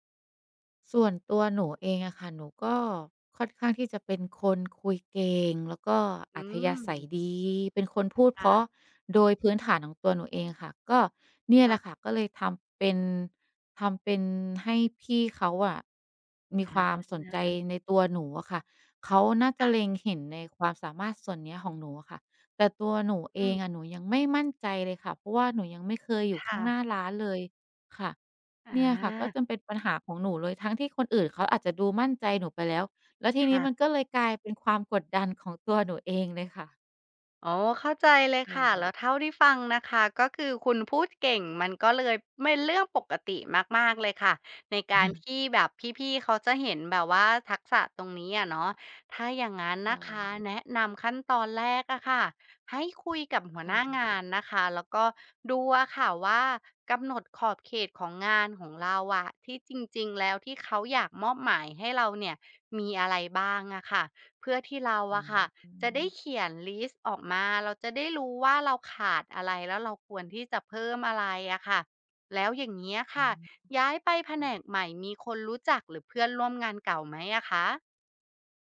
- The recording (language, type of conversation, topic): Thai, advice, เมื่อคุณได้เลื่อนตำแหน่งหรือเปลี่ยนหน้าที่ คุณควรรับมือกับความรับผิดชอบใหม่อย่างไร?
- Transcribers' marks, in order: tapping; "เป็น" said as "เม็น"; laugh